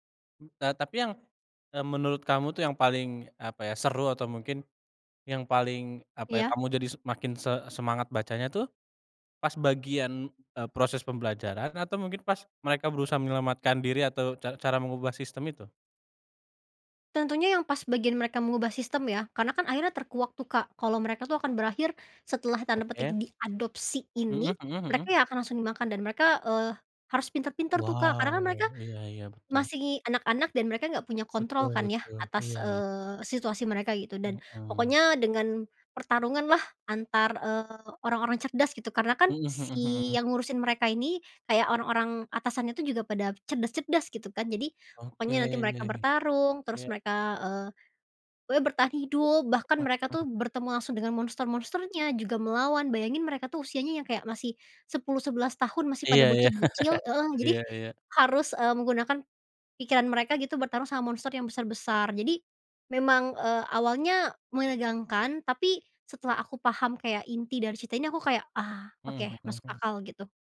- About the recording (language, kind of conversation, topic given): Indonesian, podcast, Pernahkah sebuah buku mengubah cara pandangmu tentang sesuatu?
- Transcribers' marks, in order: stressed: "diadopsi"; chuckle